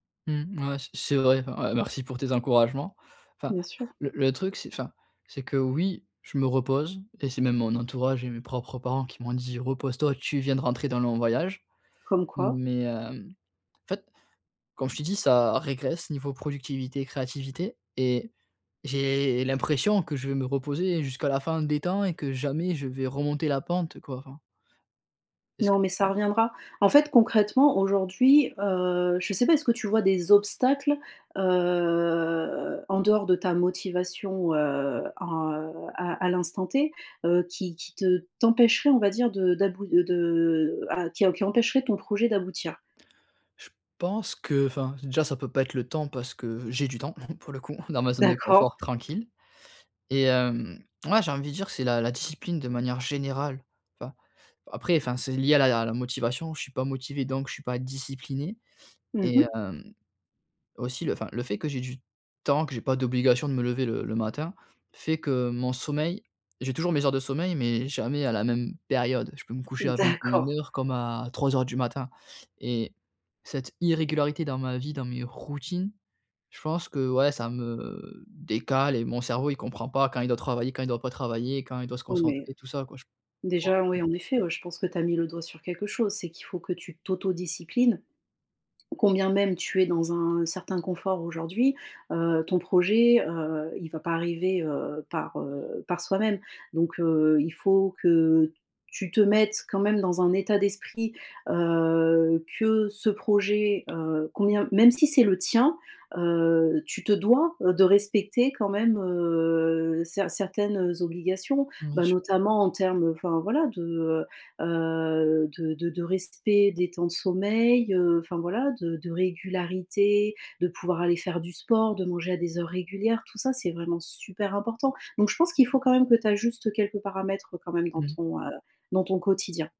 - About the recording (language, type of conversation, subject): French, advice, Pourquoi est-ce que je me sens coupable après avoir manqué des sessions créatives ?
- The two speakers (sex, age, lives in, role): female, 35-39, France, advisor; male, 30-34, France, user
- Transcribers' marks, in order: tapping; drawn out: "heu"; chuckle; other background noise; unintelligible speech; unintelligible speech